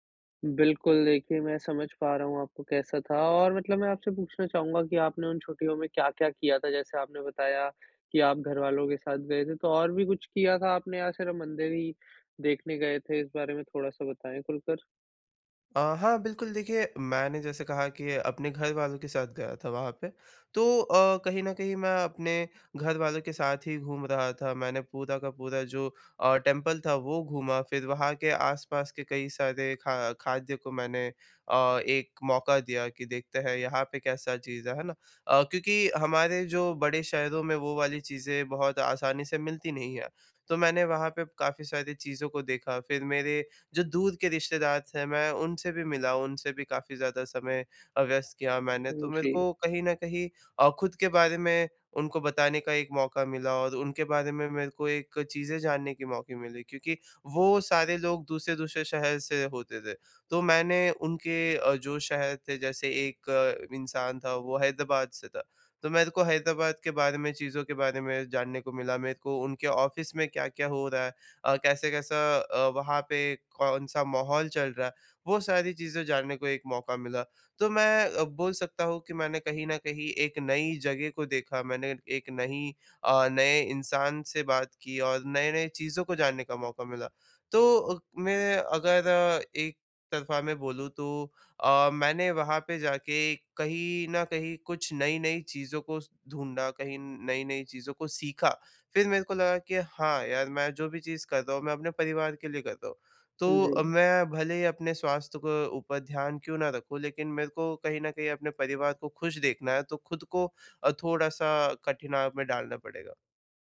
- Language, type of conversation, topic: Hindi, advice, काम और स्वास्थ्य के बीच संतुलन बनाने के उपाय
- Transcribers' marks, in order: in English: "टेम्पल"; in English: "ऑफ़िस"; "कठिनाई" said as "कठिनव"